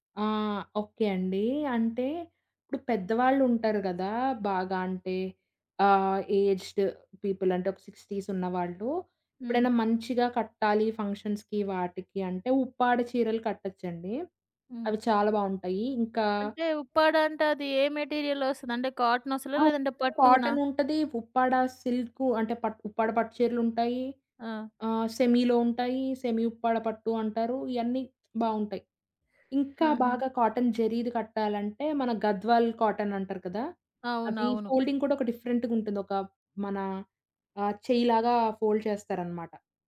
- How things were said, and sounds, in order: in English: "ఏజ్డ్ పీపుల్"; in English: "సిక్స్‌టీస్"; in English: "ఫంక్షన్స్‌కి"; in English: "మెటీరియల్"; other background noise; in English: "సెమీలో"; in English: "సెమీ"; in English: "ఫోల్డింగ్"; in English: "డిఫరెంట్‌గా"; in English: "ఫోల్డ్"
- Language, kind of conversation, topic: Telugu, podcast, సాంప్రదాయ దుస్తులను ఆధునిక శైలిలో మార్చుకుని ధరించడం గురించి మీ అభిప్రాయం ఏమిటి?